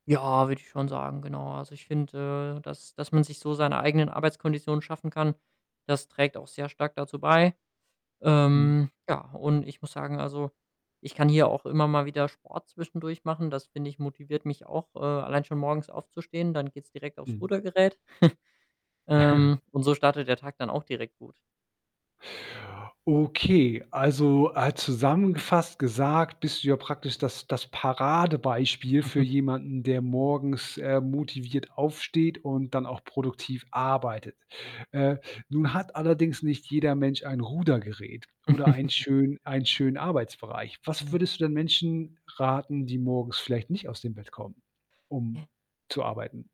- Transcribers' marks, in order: snort; chuckle; tapping; snort; snort
- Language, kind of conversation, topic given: German, podcast, Was motiviert dich morgens, aufzustehen und zur Arbeit zu gehen?